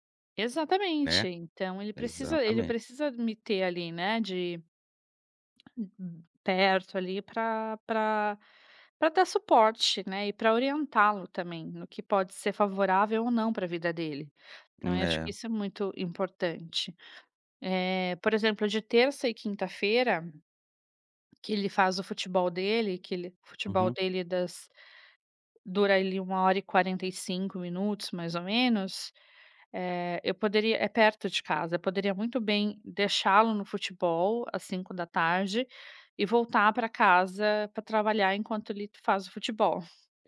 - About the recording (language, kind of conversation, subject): Portuguese, podcast, Como você equilibra o trabalho e o tempo com os filhos?
- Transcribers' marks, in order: unintelligible speech; tapping